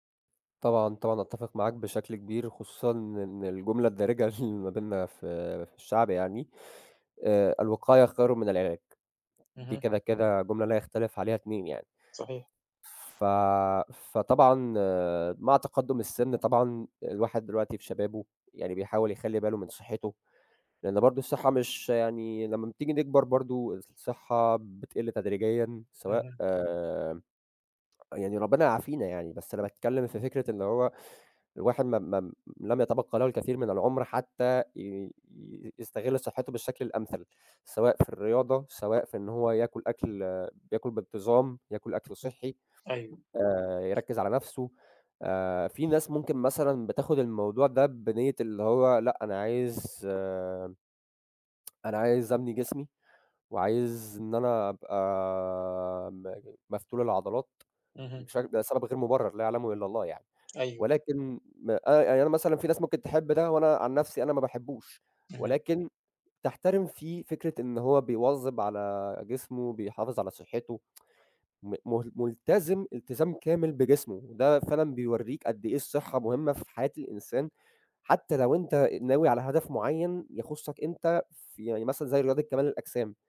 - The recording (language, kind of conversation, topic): Arabic, unstructured, هل بتخاف من عواقب إنك تهمل صحتك البدنية؟
- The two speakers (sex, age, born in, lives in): male, 20-24, Egypt, Egypt; male, 40-44, Egypt, Egypt
- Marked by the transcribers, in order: laughing while speaking: "اللي"; tapping; other background noise; tsk